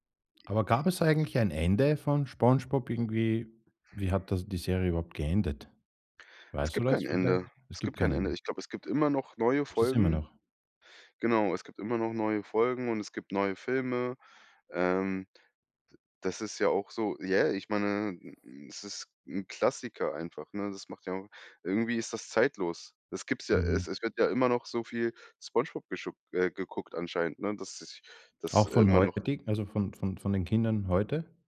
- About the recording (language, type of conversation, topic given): German, podcast, Welche Fernsehsendung aus deiner Kindheit ist dir besonders in Erinnerung geblieben?
- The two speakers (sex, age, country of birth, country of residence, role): male, 25-29, Germany, Germany, guest; male, 35-39, Armenia, Austria, host
- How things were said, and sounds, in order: other noise